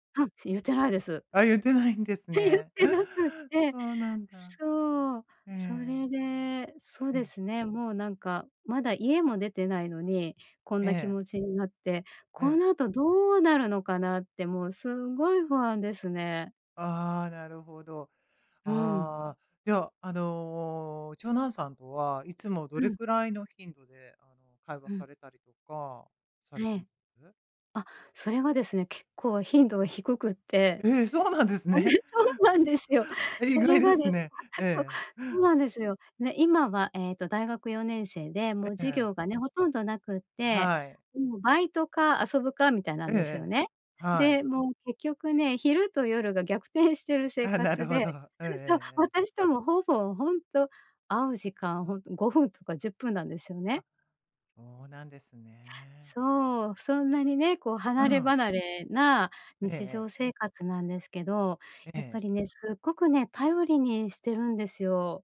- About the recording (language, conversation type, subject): Japanese, advice, 別れたあと、孤独や不安にどう対処すればよいですか？
- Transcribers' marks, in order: laughing while speaking: "え、言ってなくって"; laughing while speaking: "あれ、そうなんですよ"; chuckle